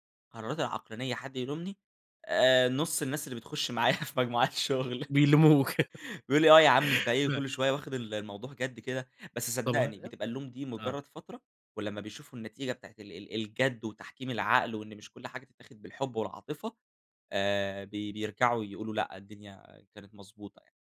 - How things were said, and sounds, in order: laughing while speaking: "في مجموعات الشغل"; chuckle
- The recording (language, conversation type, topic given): Arabic, podcast, إزاي بتوازن بين مشاعرك ومنطقك وإنت بتاخد قرار؟
- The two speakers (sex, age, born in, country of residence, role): male, 20-24, Egypt, Egypt, guest; male, 35-39, Egypt, Egypt, host